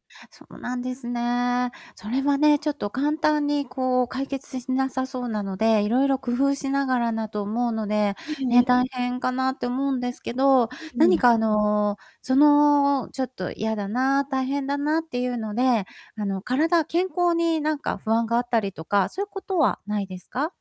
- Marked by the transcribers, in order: static; distorted speech
- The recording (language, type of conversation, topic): Japanese, advice, いつも後回しにして締切直前で焦ってしまう癖を直すにはどうすればいいですか？